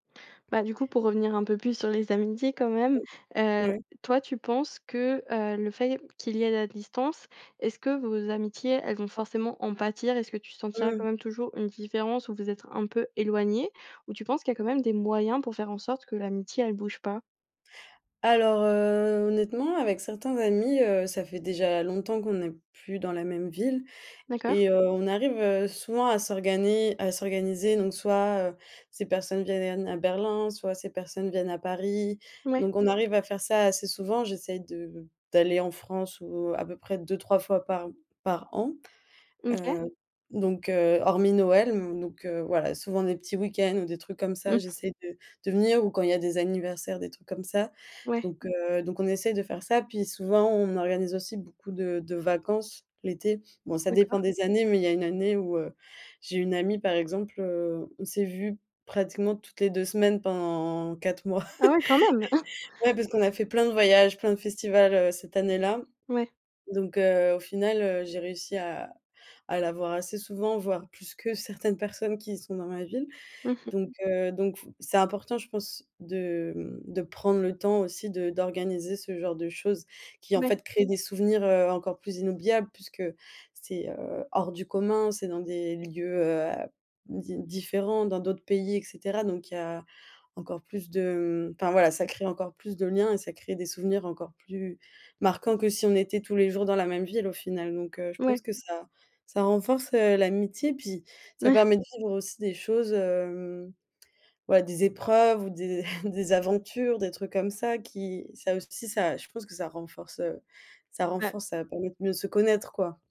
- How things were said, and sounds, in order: other background noise; drawn out: "heu"; "s'organiser" said as "s'organer"; surprised: "Ah ouais, quand même !"; laugh; chuckle; stressed: "inoubliables"; stressed: "marquants"; chuckle; chuckle
- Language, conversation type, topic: French, podcast, Comment gardes-tu le contact avec des amis qui habitent loin ?